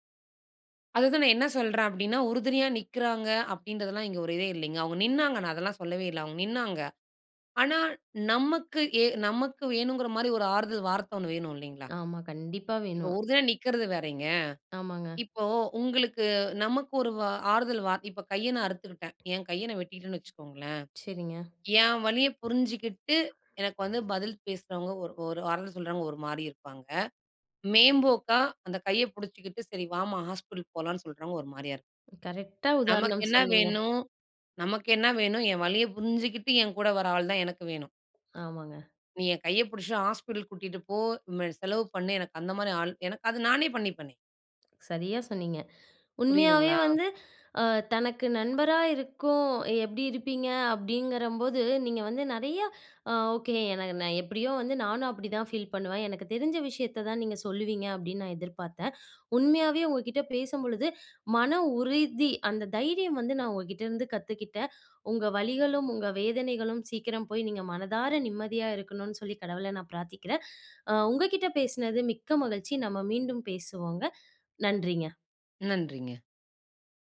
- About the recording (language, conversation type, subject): Tamil, podcast, நீங்கள் உங்களுக்கே ஒரு நல்ல நண்பராக எப்படி இருப்பீர்கள்?
- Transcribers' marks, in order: other background noise; other noise